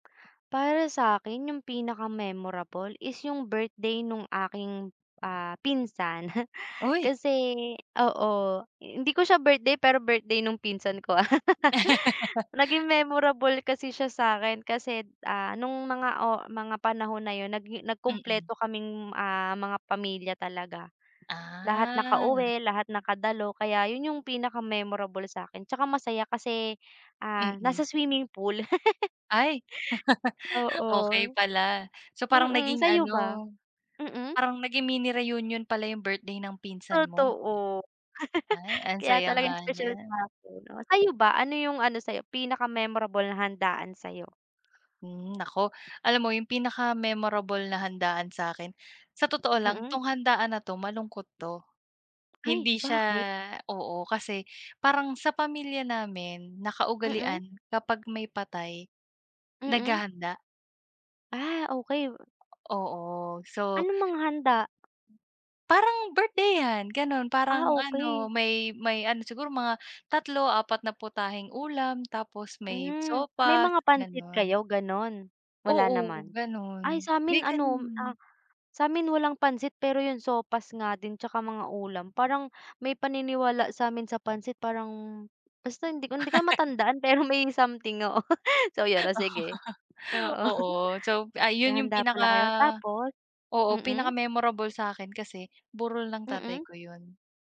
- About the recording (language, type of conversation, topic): Filipino, unstructured, Ano ang pinakaalaala mong handaan?
- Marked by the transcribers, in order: chuckle; laugh; drawn out: "Ah"; laugh; laugh; laugh; tapping; laugh; laughing while speaking: "pero may something"; laugh; chuckle